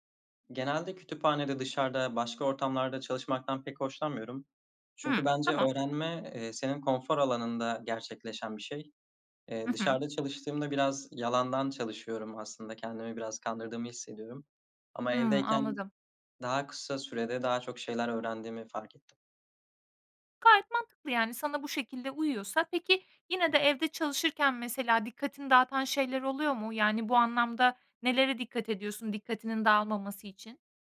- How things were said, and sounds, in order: other background noise
- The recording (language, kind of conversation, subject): Turkish, podcast, Evde odaklanmak için ortamı nasıl hazırlarsın?